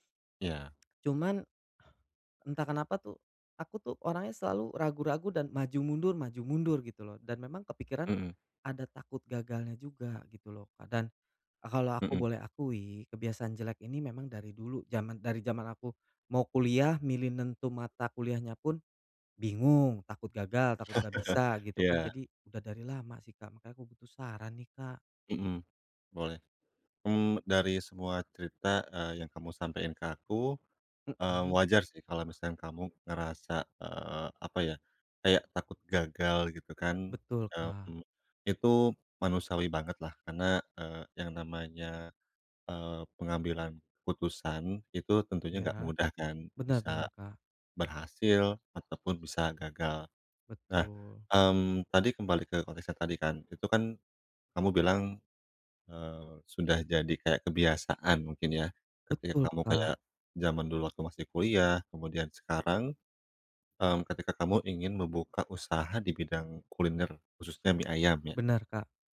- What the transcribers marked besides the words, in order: tongue click; chuckle; tapping
- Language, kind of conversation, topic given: Indonesian, advice, Bagaimana cara mengurangi rasa takut gagal dalam hidup sehari-hari?